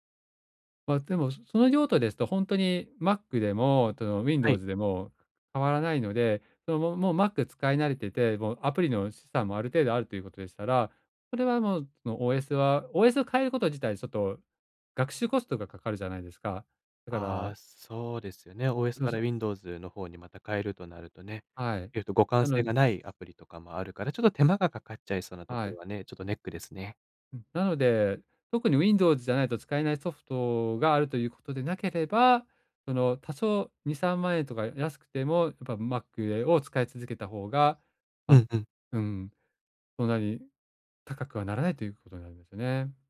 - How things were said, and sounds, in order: none
- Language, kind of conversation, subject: Japanese, advice, 予算内で満足できる買い物をするにはどうすればよいですか？